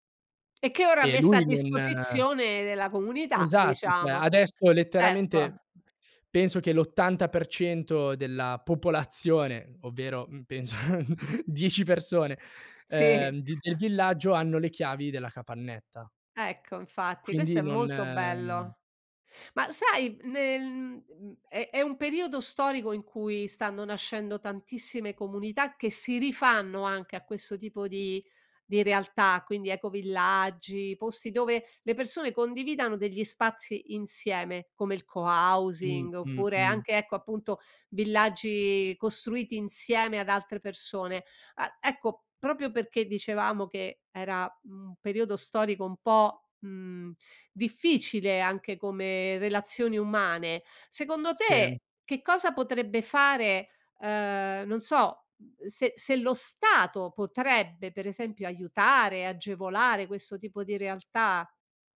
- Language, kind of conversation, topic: Italian, podcast, Quali piccoli gesti tengono viva una comunità?
- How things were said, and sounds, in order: laughing while speaking: "penso"; chuckle; in English: "cohousing"; "proprio" said as "propio"; tapping